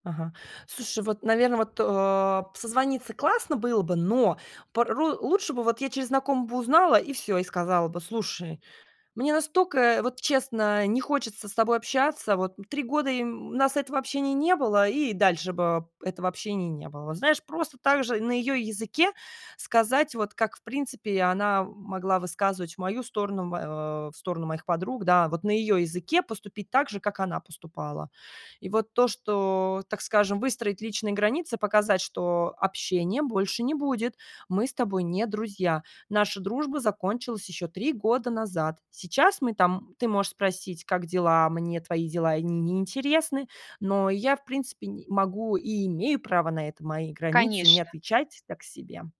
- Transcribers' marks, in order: tapping
- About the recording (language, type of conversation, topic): Russian, advice, Как реагировать, если бывший друг навязывает общение?